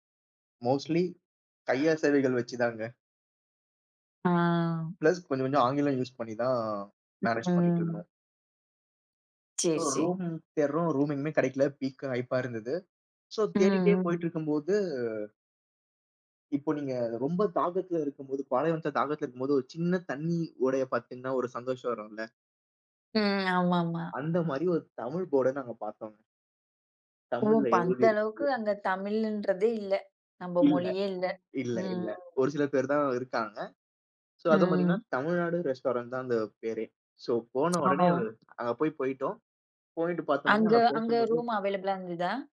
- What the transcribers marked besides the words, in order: in English: "மோஸ்ட்லி"; drawn out: "ஆ"; in English: "ப்ளஸ்"; in English: "யூஸ்"; in English: "மேனேஜ்"; drawn out: "ம்"; in English: "சோ"; in English: "பிக்கா ஹய்க்கா"; in English: "சோ"; in English: "சோ"; in English: "ரெஸ்டாரண்ட்"; in English: "சோ"; tapping; in English: "ரூம் அவாய்லபலா"
- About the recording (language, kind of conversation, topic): Tamil, podcast, உங்களுக்கு மறக்கவே முடியாத ஒரு பயணம் எது?